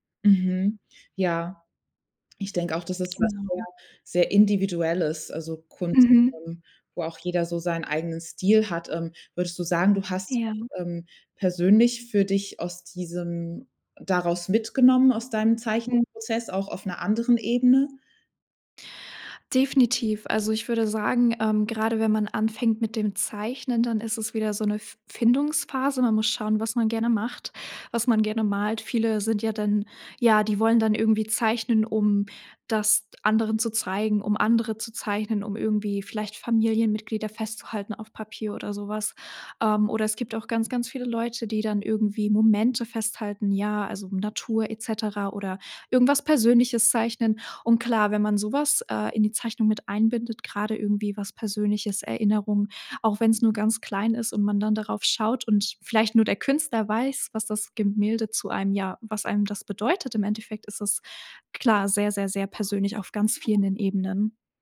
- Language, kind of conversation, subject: German, podcast, Wie stärkst du deine kreative Routine im Alltag?
- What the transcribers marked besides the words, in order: other background noise